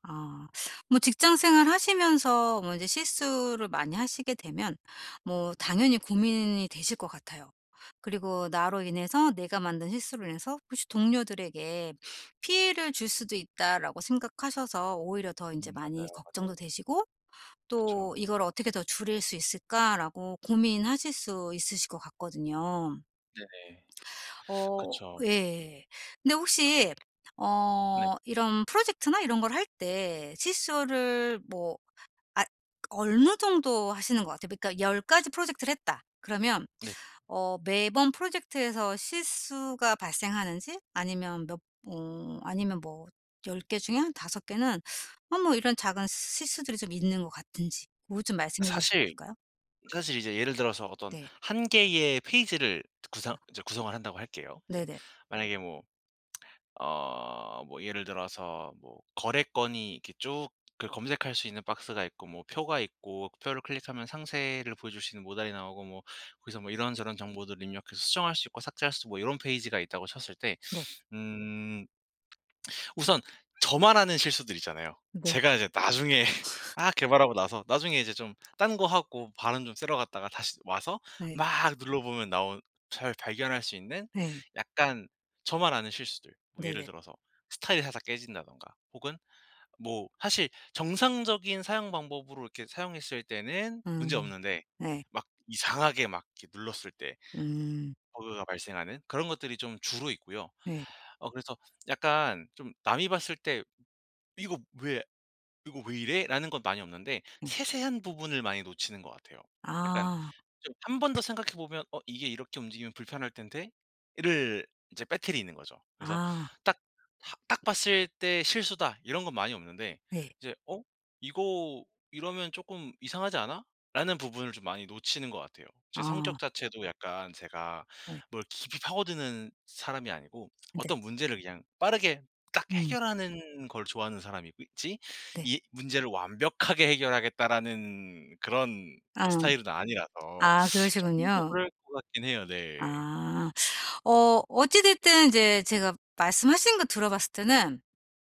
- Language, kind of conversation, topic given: Korean, advice, 실수에서 어떻게 배우고 같은 실수를 반복하지 않을 수 있나요?
- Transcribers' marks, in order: teeth sucking; other background noise; other noise; lip smack; lip smack; laugh; tapping; teeth sucking